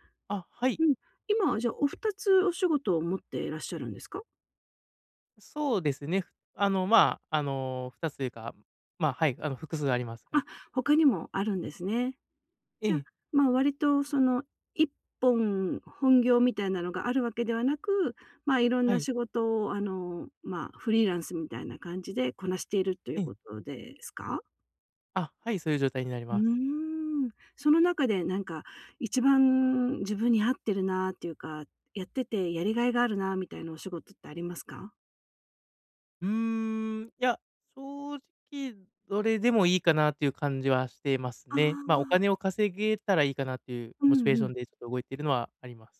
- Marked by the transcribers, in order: none
- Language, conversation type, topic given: Japanese, advice, 長くモチベーションを保ち、成功や進歩を記録し続けるにはどうすればよいですか？